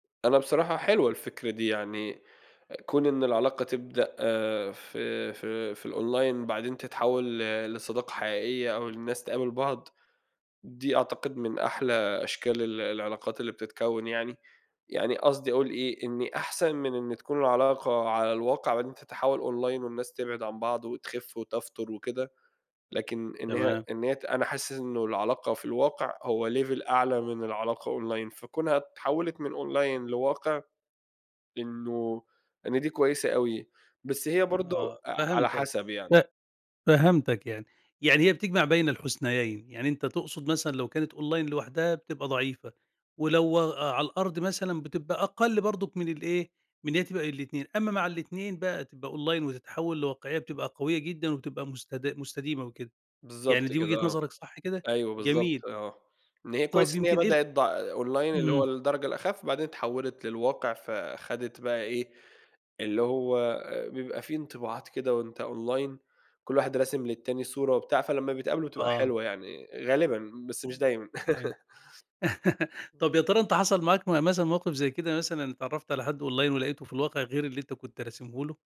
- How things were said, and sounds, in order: in English: "الOnline"; in English: "Online"; in English: "level"; in English: "Online"; in English: "Online"; in English: "Online"; in English: "Online"; in English: "Online"; other background noise; in English: "Online"; other noise; laugh; in English: "Online"
- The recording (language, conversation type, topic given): Arabic, podcast, شو رأيك في العلاقات اللي بتبدأ على الإنترنت وبعدين بتتحوّل لحاجة على أرض الواقع؟